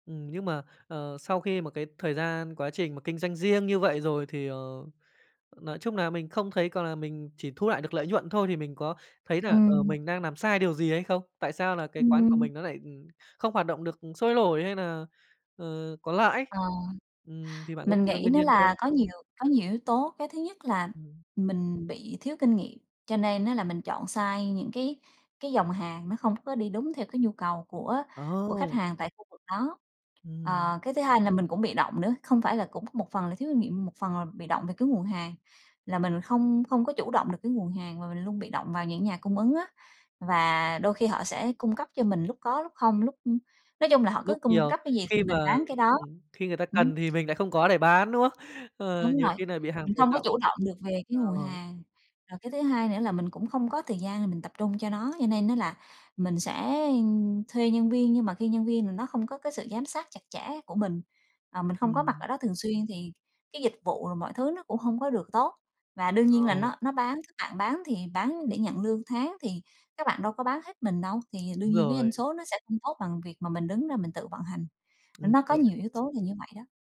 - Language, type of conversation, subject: Vietnamese, podcast, Bạn có câu chuyện nào về một thất bại đã mở ra cơ hội mới không?
- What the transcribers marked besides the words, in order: other background noise; "làm" said as "nàm"; tapping